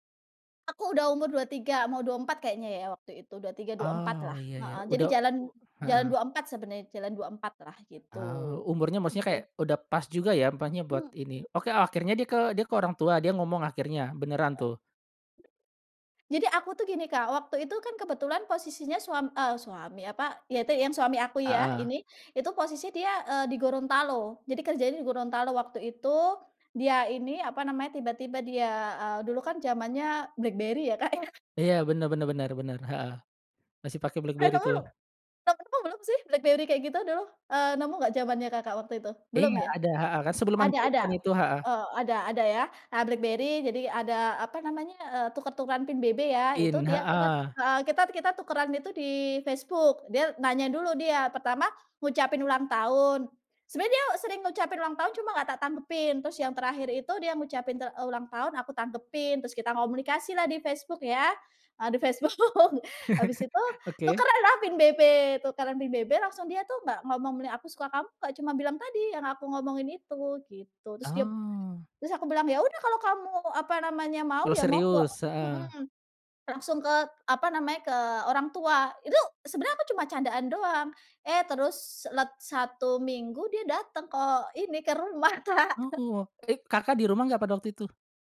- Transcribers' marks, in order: tapping; other background noise; chuckle; unintelligible speech; chuckle; laughing while speaking: "Facebook"; chuckle
- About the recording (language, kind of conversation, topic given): Indonesian, podcast, Bagaimana pengalaman kamu setelah menikah?
- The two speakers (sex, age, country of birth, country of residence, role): female, 30-34, Indonesia, Indonesia, guest; male, 35-39, Indonesia, Indonesia, host